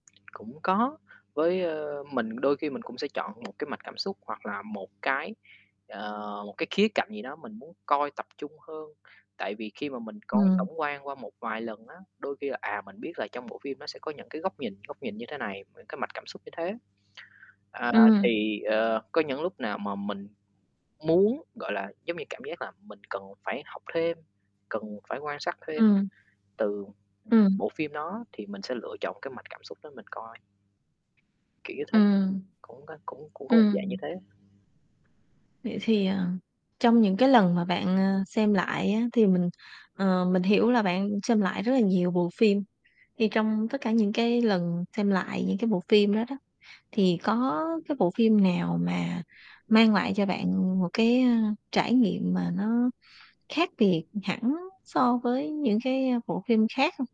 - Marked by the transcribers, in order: other background noise; tapping; static
- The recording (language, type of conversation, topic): Vietnamese, unstructured, Bạn có thường xuyên xem lại những bộ phim mình yêu thích không, và vì sao?
- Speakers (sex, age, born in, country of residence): female, 30-34, Vietnam, Vietnam; male, 25-29, Vietnam, Vietnam